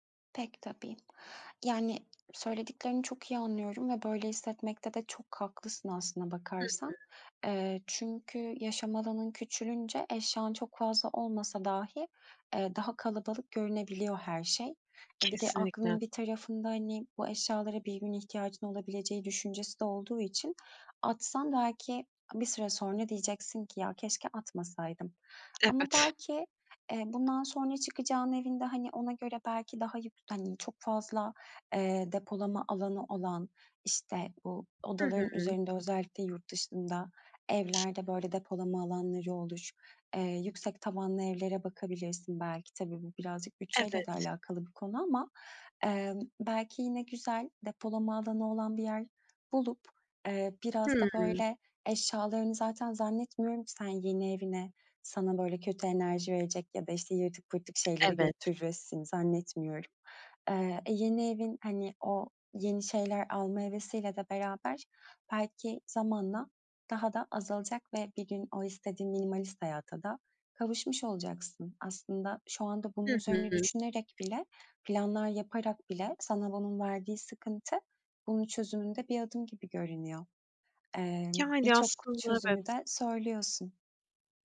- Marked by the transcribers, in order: other background noise; tapping
- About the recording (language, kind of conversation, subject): Turkish, advice, Minimalizme geçerken eşyaları elden çıkarırken neden suçluluk hissediyorum?